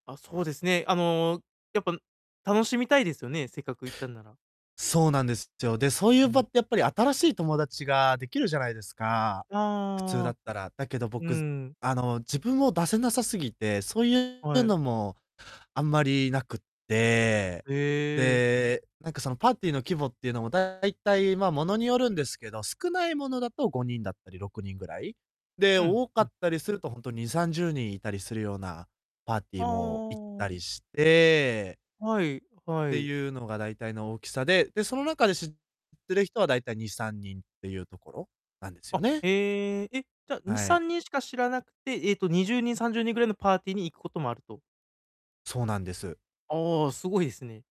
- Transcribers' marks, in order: distorted speech
- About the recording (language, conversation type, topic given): Japanese, advice, 友人のパーティーにいると居心地が悪いのですが、どうすればいいですか？